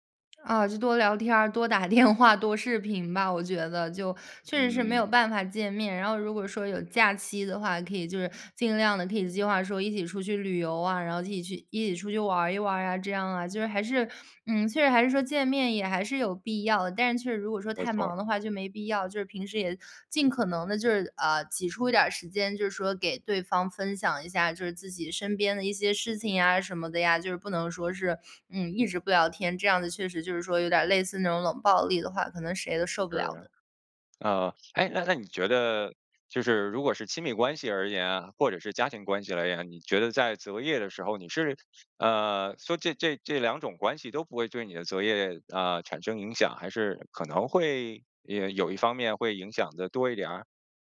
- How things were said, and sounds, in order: other background noise; laughing while speaking: "电话"
- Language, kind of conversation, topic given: Chinese, podcast, 当爱情与事业发生冲突时，你会如何取舍？